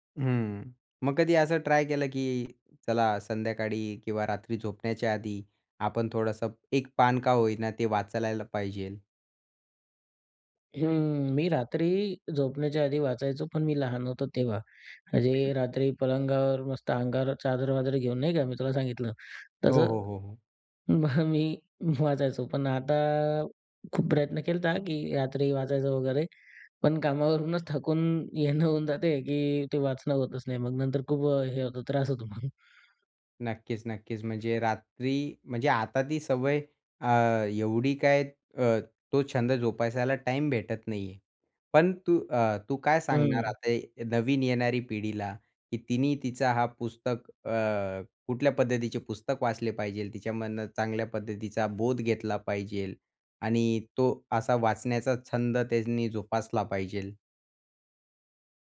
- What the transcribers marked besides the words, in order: tapping; "पाहिजे" said as "पाहिजेल"; other noise; laughing while speaking: "मग मी"; laughing while speaking: "मग"; "पाहिजे" said as "पाहिजेल"; "पाहिजे" said as "पाहिजेल"; "पाहिजे" said as "पाहिजेल"
- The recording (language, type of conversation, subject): Marathi, podcast, बालपणी तुमची आवडती पुस्तके कोणती होती?